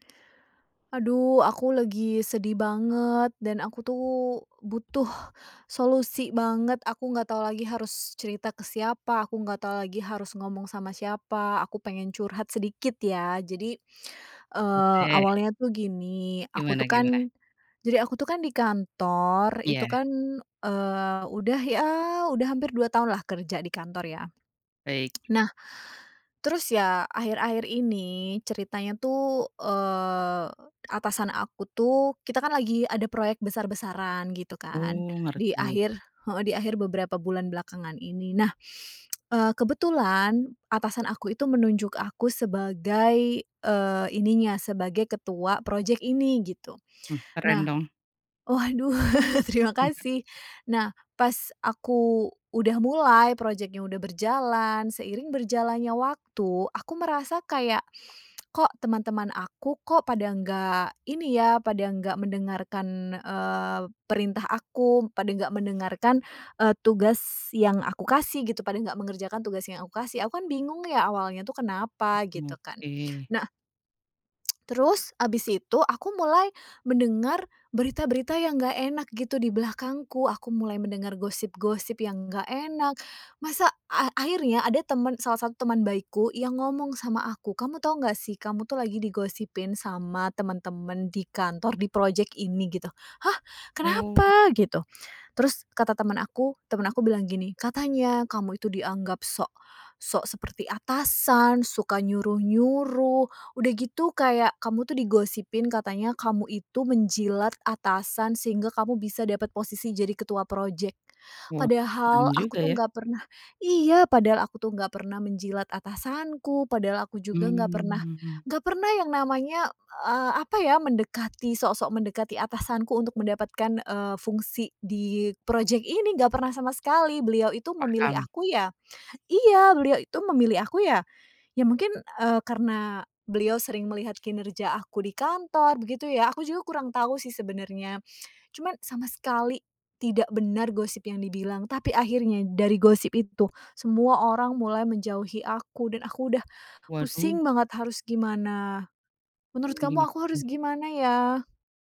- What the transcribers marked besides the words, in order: drawn out: "ya"; lip smack; other background noise; laughing while speaking: "waduh"; lip smack; put-on voice: "Hah, kenapa?"
- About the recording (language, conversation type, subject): Indonesian, advice, Bagaimana Anda menghadapi gosip atau fitnah di lingkungan kerja?